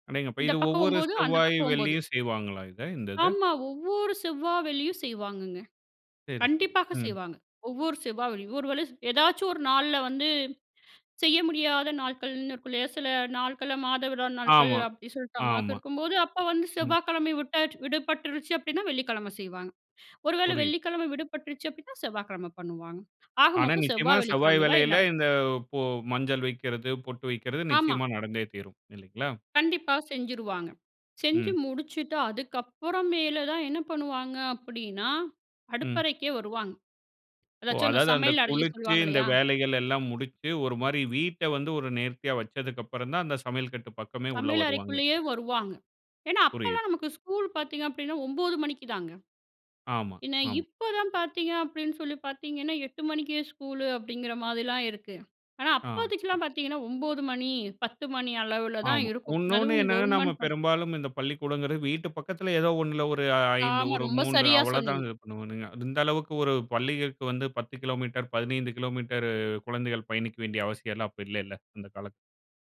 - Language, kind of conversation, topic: Tamil, podcast, உங்களுடைய வீட்டில் காலை நேர வழக்கம் எப்படி இருக்கும்?
- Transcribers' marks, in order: other noise; in English: "ஸ்கூல்"; in English: "ஸ்கூல்"; in English: "கவர்மெண்ட்"